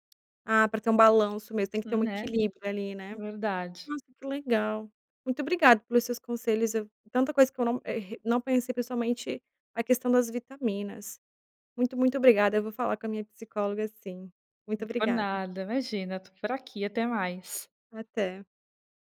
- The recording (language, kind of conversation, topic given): Portuguese, advice, Por que você inventa desculpas para não cuidar da sua saúde?
- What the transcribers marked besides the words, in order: tapping